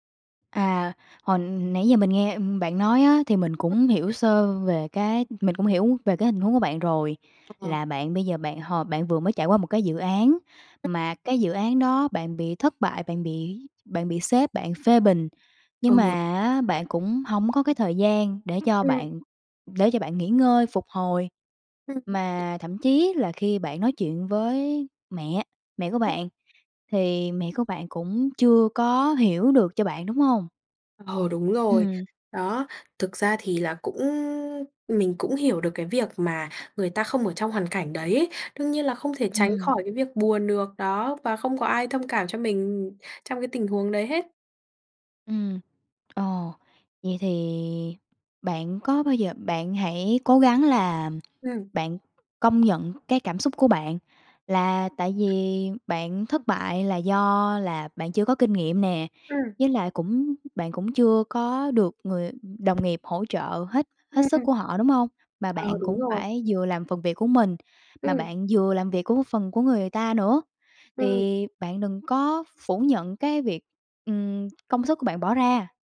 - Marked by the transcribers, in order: other background noise; tapping
- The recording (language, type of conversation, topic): Vietnamese, advice, Làm thế nào để lấy lại động lực sau một thất bại lớn trong công việc?